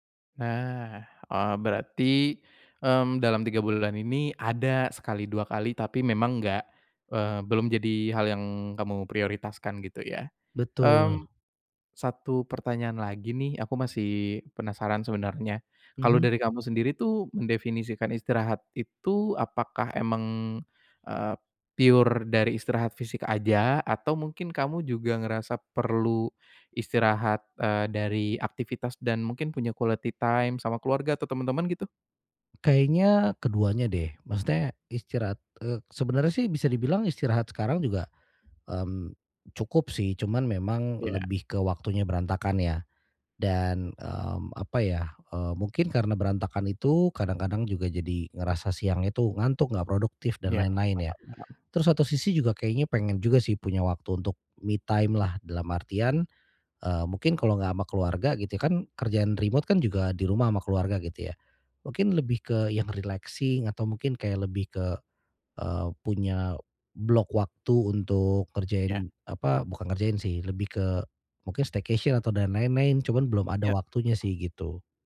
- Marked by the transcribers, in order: in English: "pure"; in English: "quality time"; tapping; other background noise; in English: "me time"; in English: "remote"; in English: "relaxing"; in English: "staycation"; "lain-lain" said as "nein-nein"
- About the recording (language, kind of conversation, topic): Indonesian, advice, Bagaimana cara menemukan keseimbangan yang sehat antara pekerjaan dan waktu istirahat setiap hari?